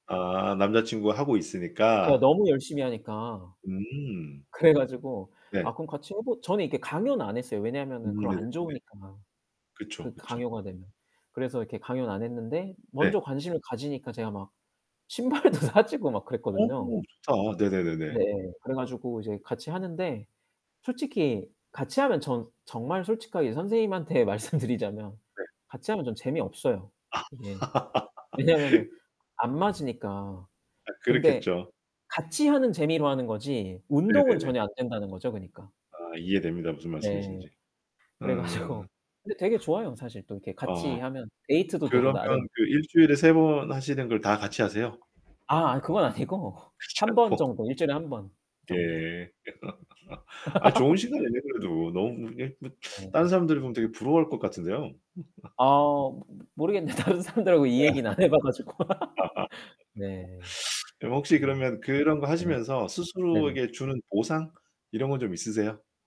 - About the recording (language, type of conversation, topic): Korean, unstructured, 운동을 시작할 때 가장 어려운 점은 무엇인가요?
- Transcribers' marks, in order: distorted speech; laughing while speaking: "신발도 사주고"; laughing while speaking: "말씀 드리자면"; laugh; tapping; laughing while speaking: "그래 가지고"; other background noise; laughing while speaking: "아니고"; laugh; laugh; laughing while speaking: "다른 사람들하고 이 얘기는 안 해 봐 가지고"; laugh